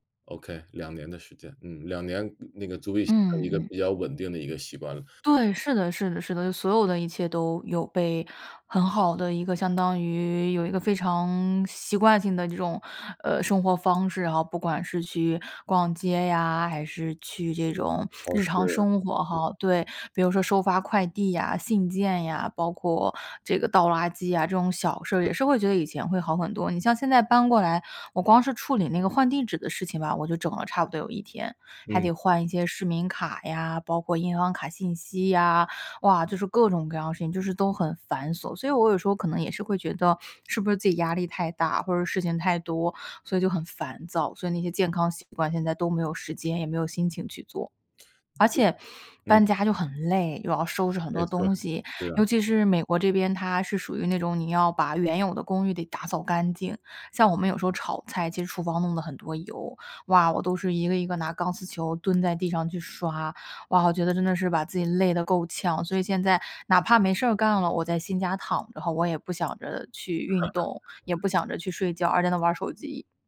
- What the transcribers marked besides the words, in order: other background noise; inhale; lip smack; laugh
- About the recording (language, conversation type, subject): Chinese, advice, 旅行或搬家后，我该怎么更快恢复健康习惯？